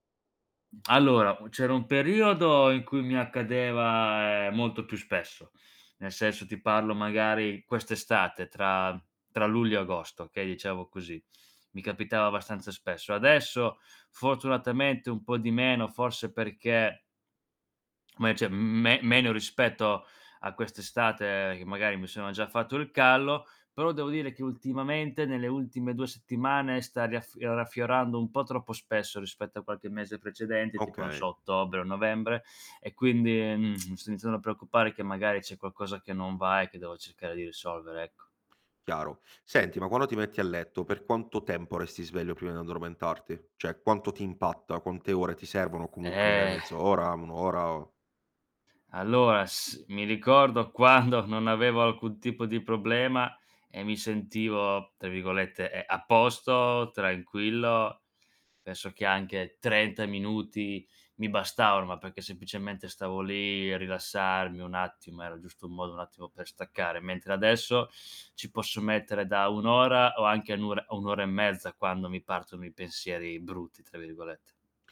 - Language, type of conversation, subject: Italian, advice, Come posso dormire meglio quando la notte mi assalgono pensieri ansiosi?
- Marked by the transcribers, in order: drawn out: "accadeva"; "abbastanza" said as "bastanza"; "cioè" said as "ceh"; tsk; "quando" said as "quanno"; "Cioè" said as "ceh"; static; exhale; "Allora" said as "alloa"; laughing while speaking: "quando"; tapping; "tra" said as "ta"; "virgolette" said as "vigolette"; "Adesso" said as "esso"